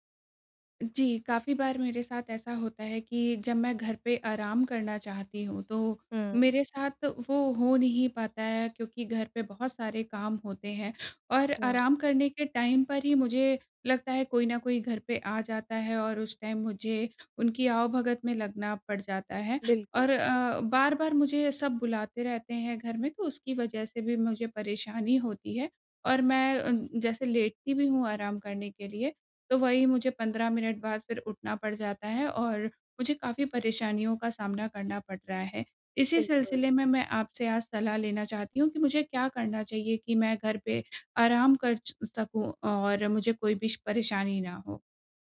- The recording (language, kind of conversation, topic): Hindi, advice, घर पर आराम करने में आपको सबसे ज़्यादा किन चुनौतियों का सामना करना पड़ता है?
- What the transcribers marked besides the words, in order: in English: "टाइम"; in English: "टाइम"